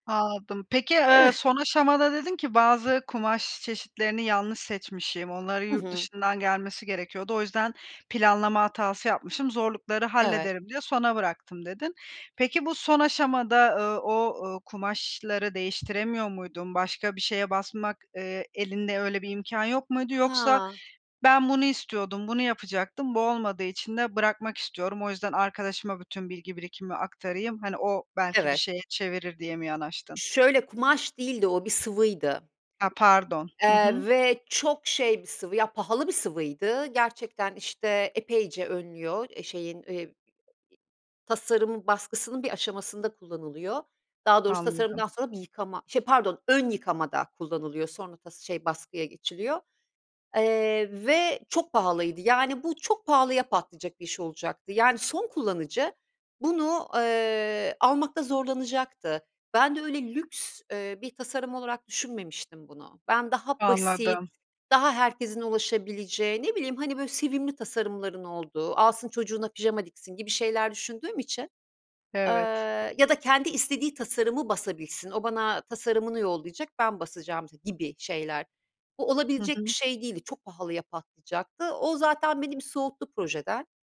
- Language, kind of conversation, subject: Turkish, podcast, Pişmanlıklarını geleceğe yatırım yapmak için nasıl kullanırsın?
- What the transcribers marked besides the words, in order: chuckle; tapping; other background noise; stressed: "ön"